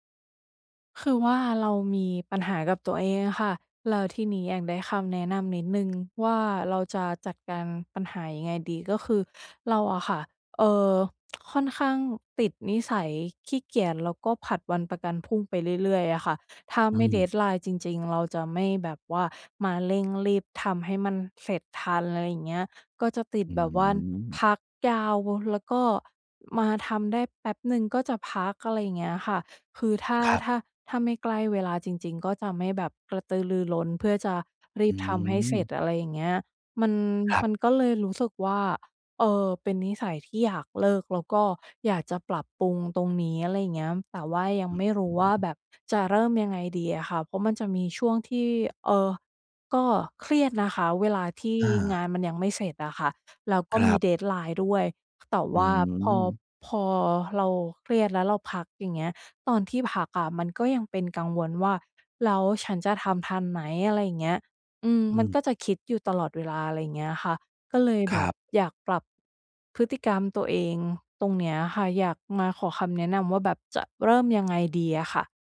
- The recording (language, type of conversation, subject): Thai, advice, ฉันจะเลิกนิสัยผัดวันประกันพรุ่งและฝึกให้รับผิดชอบมากขึ้นได้อย่างไร?
- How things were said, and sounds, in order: tapping; other background noise